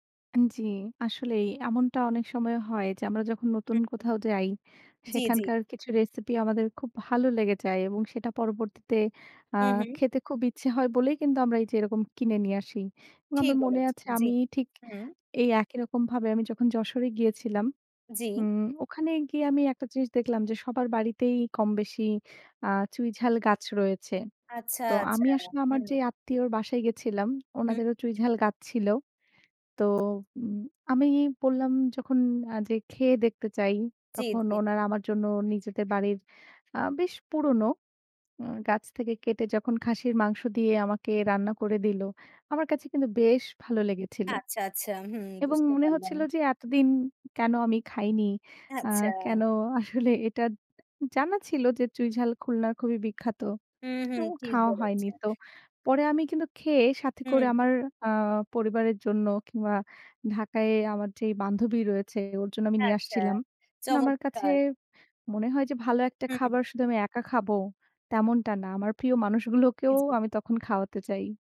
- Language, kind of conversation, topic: Bengali, unstructured, কোন খাবার তোমার মনে বিশেষ স্মৃতি জাগায়?
- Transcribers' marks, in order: tongue click; scoff; tapping